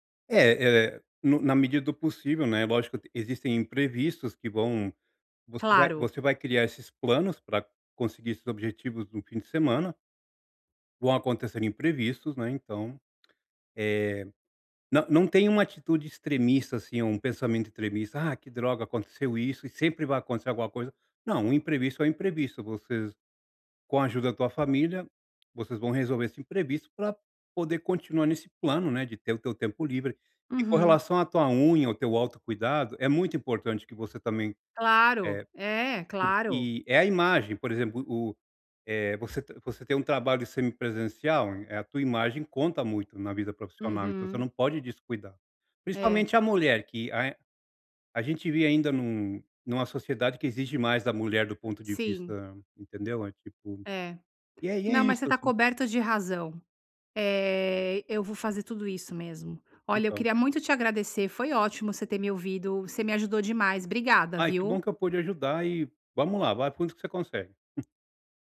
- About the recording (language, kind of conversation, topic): Portuguese, advice, Por que me sinto culpado ou ansioso ao tirar um tempo livre?
- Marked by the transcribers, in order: tapping; chuckle